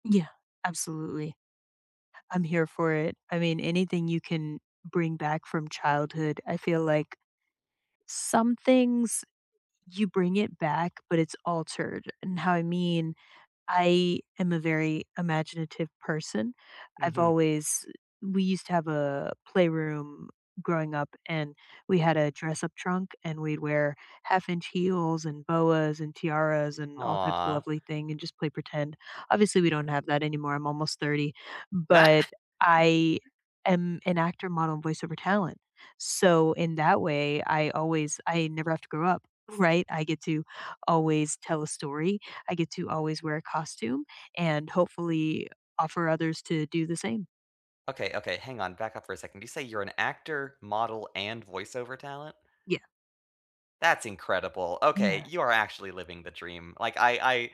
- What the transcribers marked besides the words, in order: chuckle
- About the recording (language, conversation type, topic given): English, unstructured, Which hobby have you recently rediscovered, what drew you back, and how is it enriching your life now?